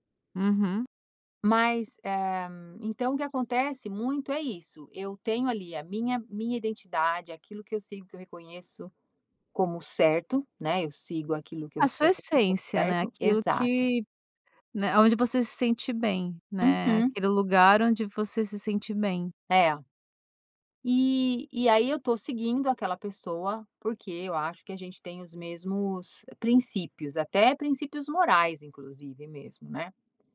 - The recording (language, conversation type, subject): Portuguese, podcast, Como seguir um ícone sem perder sua identidade?
- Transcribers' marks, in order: none